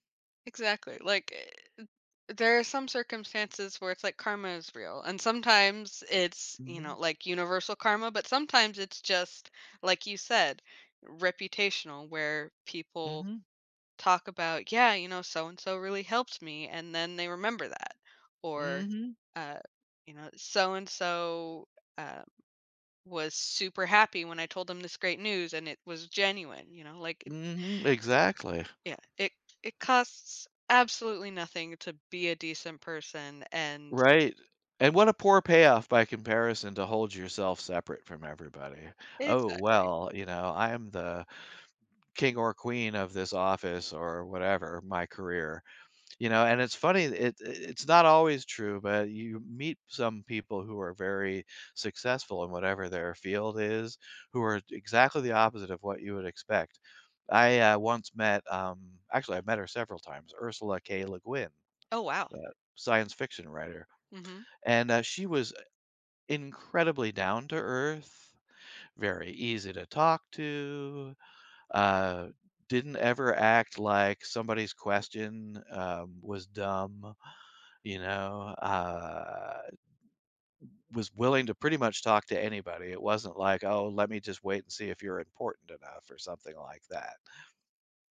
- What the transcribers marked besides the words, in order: tapping; other background noise
- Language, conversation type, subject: English, unstructured, How can friendships be maintained while prioritizing personal goals?
- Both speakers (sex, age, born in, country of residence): female, 30-34, United States, United States; male, 60-64, United States, United States